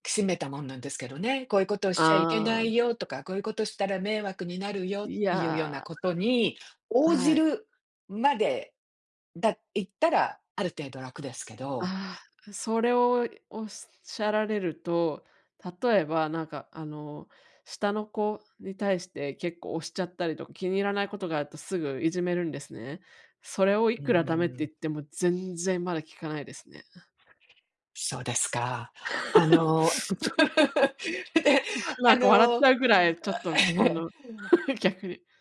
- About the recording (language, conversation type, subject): Japanese, advice, 旅行中の不安を減らし、安全に過ごすにはどうすればよいですか？
- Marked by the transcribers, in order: other background noise; laugh; laughing while speaking: "それ"; laugh; laughing while speaking: "ええ"; laughing while speaking: "ええ"; laugh